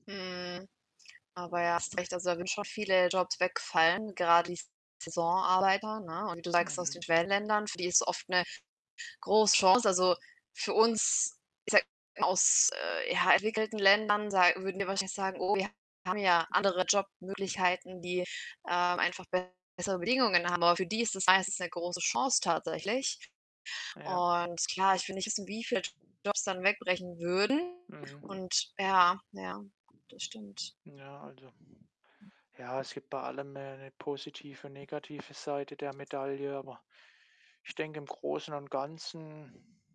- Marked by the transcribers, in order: other background noise; static; distorted speech; wind; tapping
- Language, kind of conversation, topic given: German, unstructured, Was findest du an Kreuzfahrten problematisch?